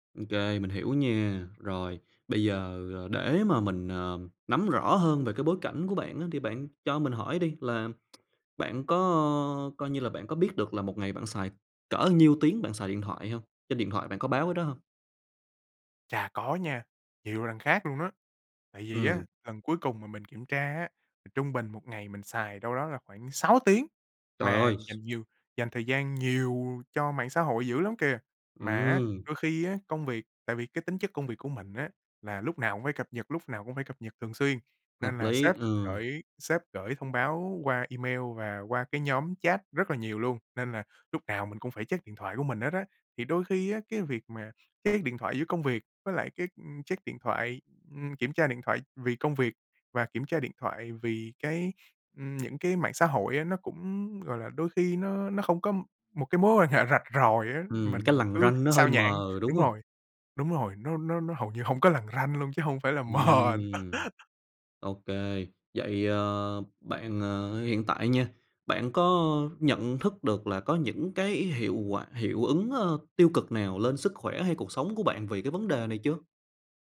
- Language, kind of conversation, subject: Vietnamese, advice, Làm sao để tập trung khi liên tục nhận thông báo từ điện thoại và email?
- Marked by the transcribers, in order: tsk; tapping; other background noise; laughing while speaking: "mờ"; laugh